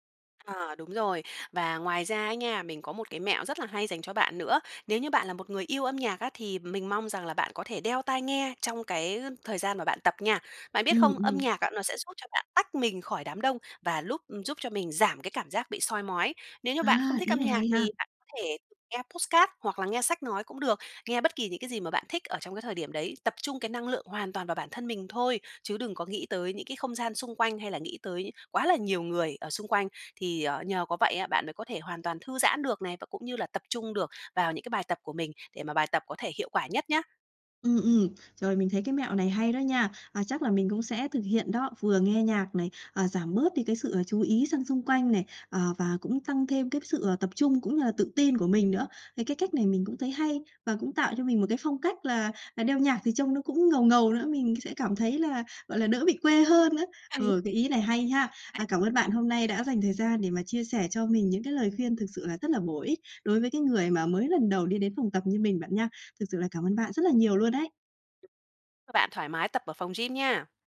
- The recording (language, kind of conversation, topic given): Vietnamese, advice, Mình nên làm gì để bớt lo lắng khi mới bắt đầu tập ở phòng gym đông người?
- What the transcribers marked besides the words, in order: tapping; other background noise; in English: "podcast"